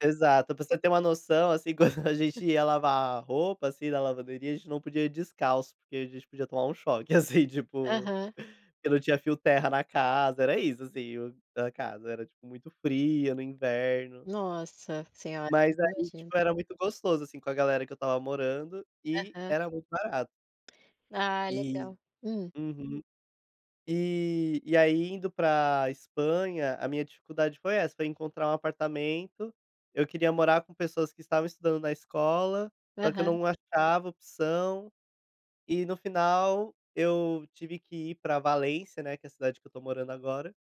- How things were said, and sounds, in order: chuckle; chuckle; tapping
- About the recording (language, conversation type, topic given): Portuguese, podcast, Como você supera o medo da mudança?